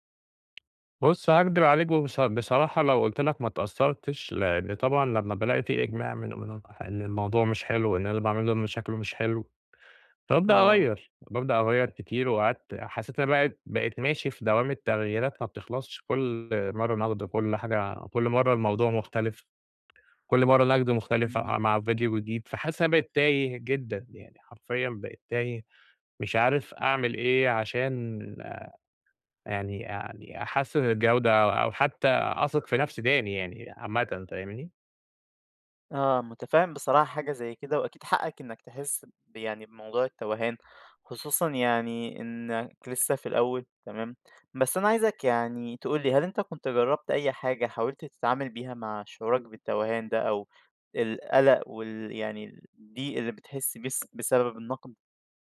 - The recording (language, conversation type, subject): Arabic, advice, إزاي الرفض أو النقد اللي بيتكرر خلاّك تبطل تنشر أو تعرض حاجتك؟
- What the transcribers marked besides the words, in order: tapping